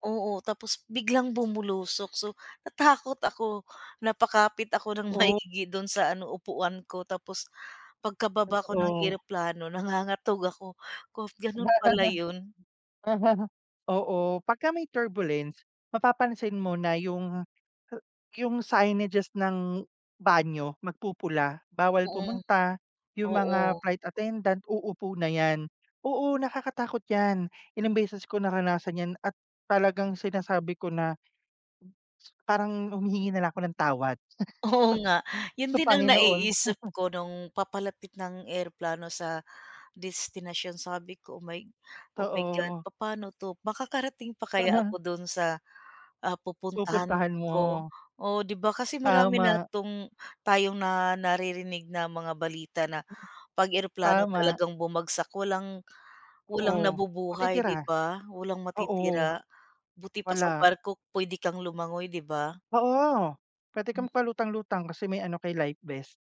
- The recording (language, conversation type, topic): Filipino, unstructured, Ano ang pakiramdam mo noong una kang sumakay ng eroplano?
- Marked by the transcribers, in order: chuckle; chuckle; chuckle; other background noise